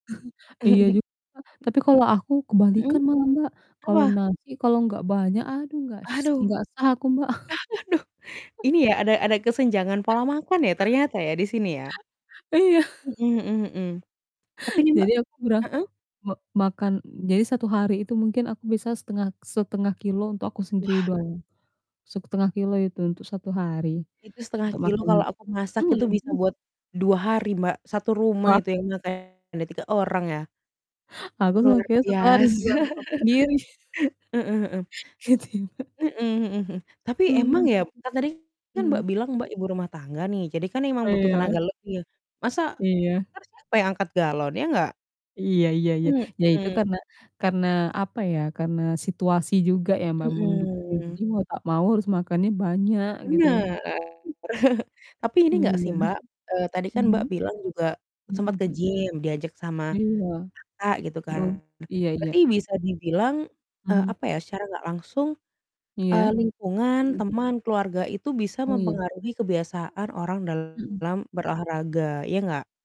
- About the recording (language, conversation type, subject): Indonesian, unstructured, Apa yang biasanya membuat orang sulit konsisten berolahraga?
- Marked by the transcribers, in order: chuckle; distorted speech; chuckle; other background noise; laughing while speaking: "aduh"; chuckle; chuckle; unintelligible speech; laughing while speaking: "biasa"; laughing while speaking: "sendiri"; laughing while speaking: "Gitu ya, Mbak"; tapping; chuckle; chuckle